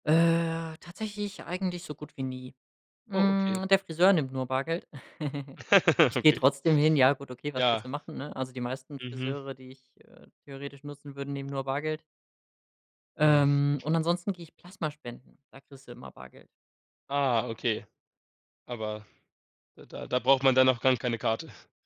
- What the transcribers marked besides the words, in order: chuckle; laugh; other background noise; other noise; chuckle
- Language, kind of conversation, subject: German, podcast, Wie findest du bargeldloses Bezahlen im Alltag?